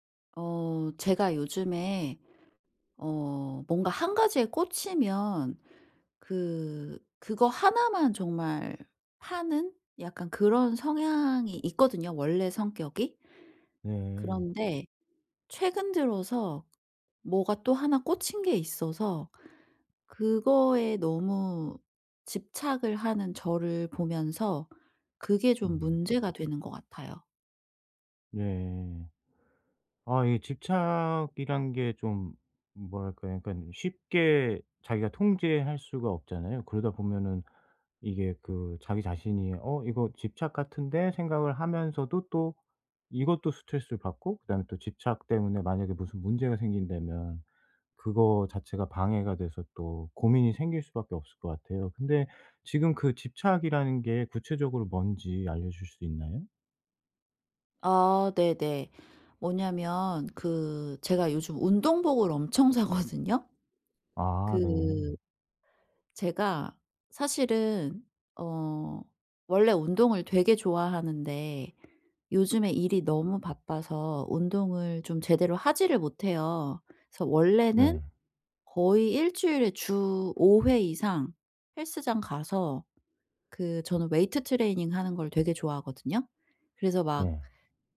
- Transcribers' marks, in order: tapping; laughing while speaking: "사거든요"; other background noise
- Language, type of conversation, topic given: Korean, advice, 왜 저는 물건에 감정적으로 집착하게 될까요?